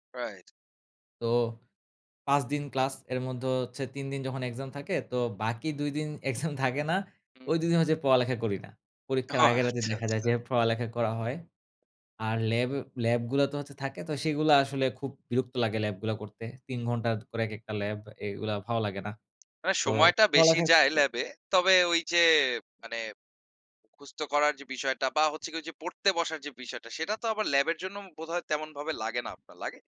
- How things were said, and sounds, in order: laughing while speaking: "এক্সাম"; chuckle
- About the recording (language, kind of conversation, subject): Bengali, podcast, আপনি কীভাবে নিয়মিত পড়াশোনার অভ্যাস গড়ে তোলেন?